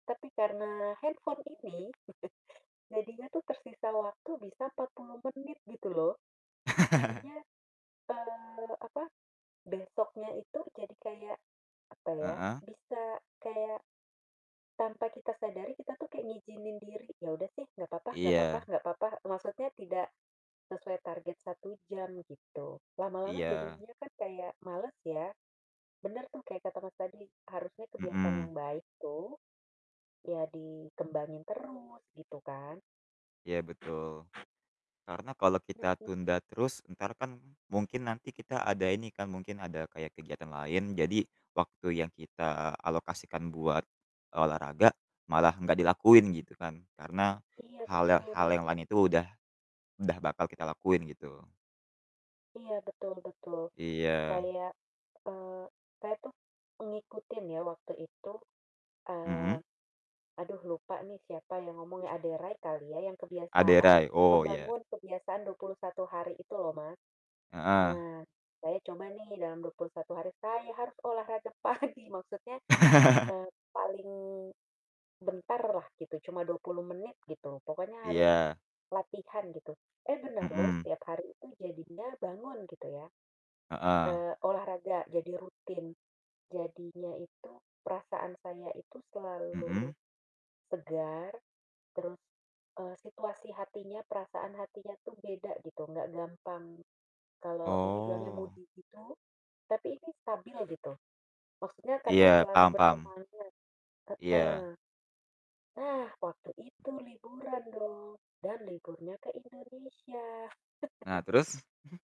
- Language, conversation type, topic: Indonesian, unstructured, Bagaimana cara memotivasi diri agar tetap aktif bergerak?
- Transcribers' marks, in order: distorted speech; chuckle; laugh; static; laugh; laughing while speaking: "pagi"; in English: "moody"; other background noise; chuckle